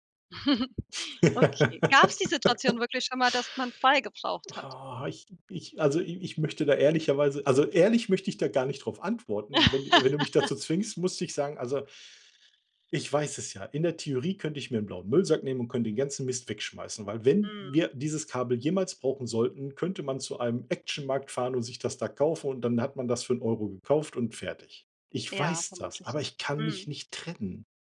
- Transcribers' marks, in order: chuckle; laugh; laugh
- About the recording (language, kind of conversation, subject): German, advice, Wie beeinträchtigen Arbeitsplatzchaos und Ablenkungen zu Hause deine Konzentration?